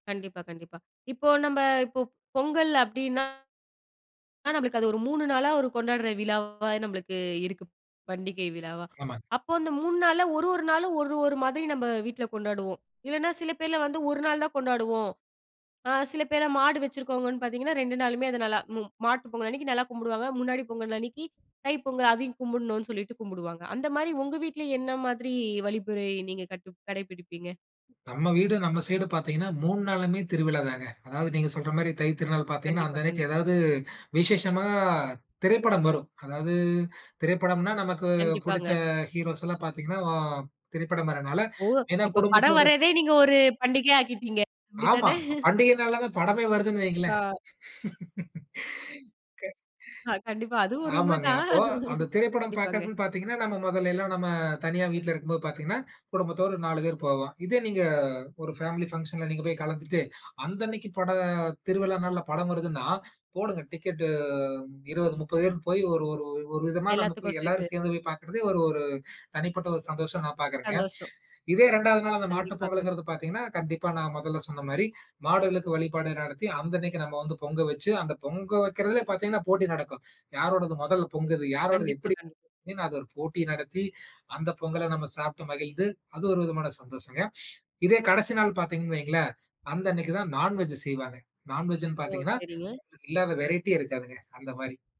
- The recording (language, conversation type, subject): Tamil, podcast, பண்டிகைகளை உங்கள் வீட்டில் எப்படி கொண்டாடுகிறீர்கள்?
- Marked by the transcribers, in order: "வழிமுறை" said as "வழிபுறை"; chuckle; laugh; chuckle